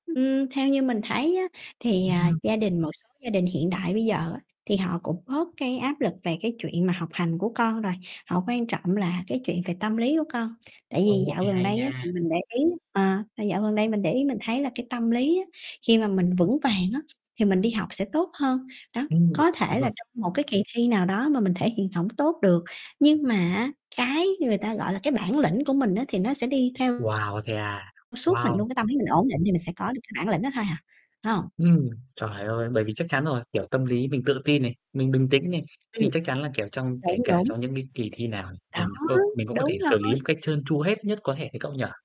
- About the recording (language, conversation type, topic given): Vietnamese, unstructured, Bạn nghĩ gì về áp lực thi cử trong trường học?
- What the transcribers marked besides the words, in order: distorted speech; other background noise; unintelligible speech; static